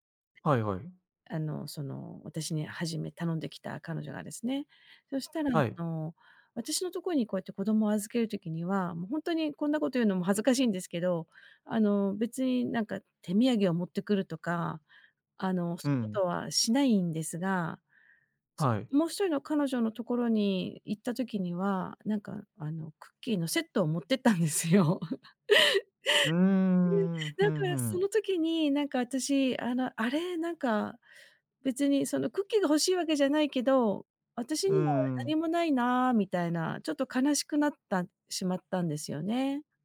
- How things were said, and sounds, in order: other background noise; laughing while speaking: "持ってったんですよ"; laugh
- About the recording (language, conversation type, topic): Japanese, advice, 友達から過度に頼られて疲れているとき、どうすれば上手に距離を取れますか？